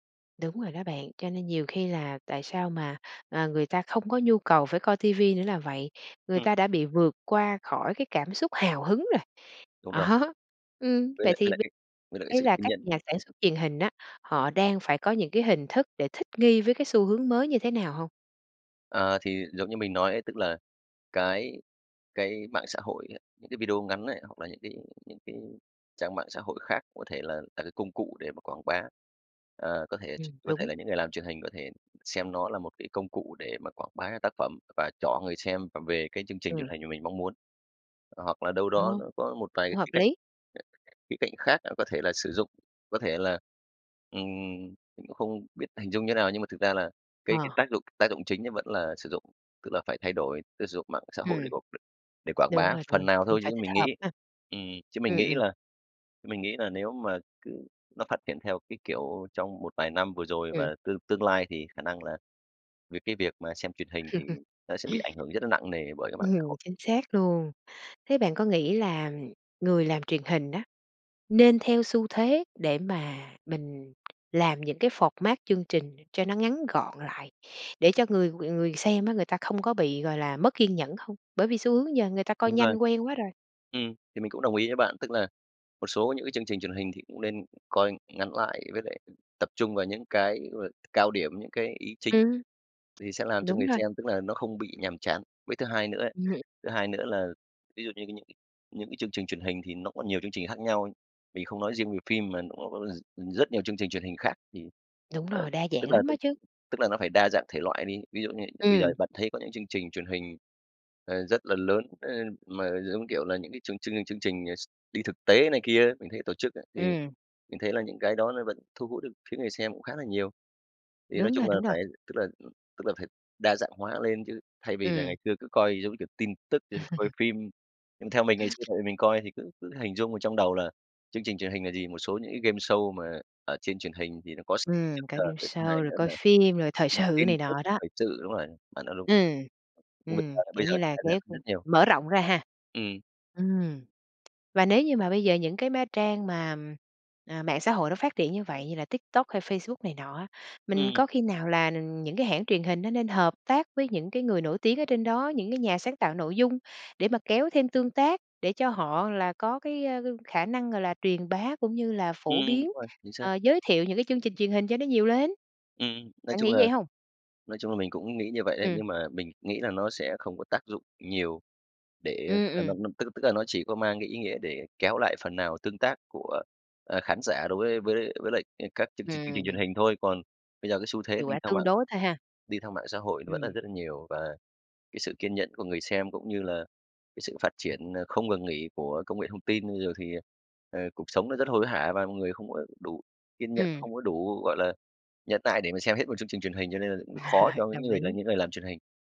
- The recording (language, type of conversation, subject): Vietnamese, podcast, Bạn nghĩ mạng xã hội ảnh hưởng thế nào tới truyền hình?
- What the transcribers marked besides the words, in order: tapping; laughing while speaking: "Đó"; unintelligible speech; laugh; laughing while speaking: "Ừm"; in English: "format"; other background noise; laugh; in English: "gameshow"; in English: "gameshow"; laugh